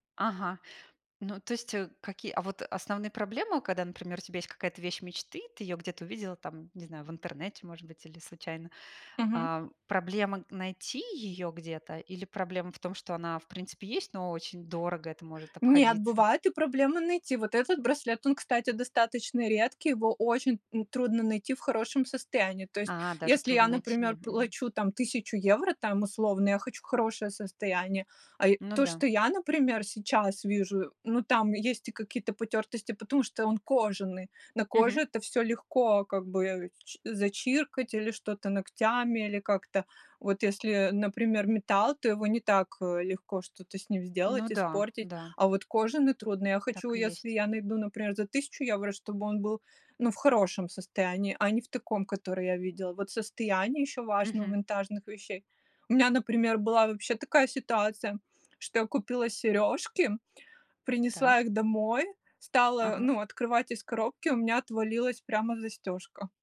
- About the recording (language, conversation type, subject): Russian, podcast, Какое у вас любимое хобби и как и почему вы им увлеклись?
- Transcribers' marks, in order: none